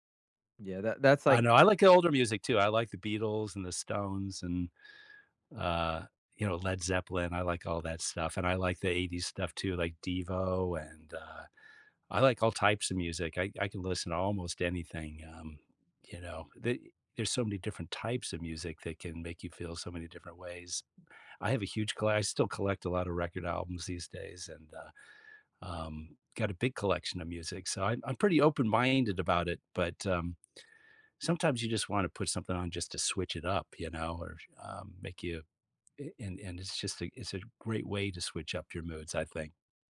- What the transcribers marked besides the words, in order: none
- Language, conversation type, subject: English, unstructured, How do you think music affects your mood?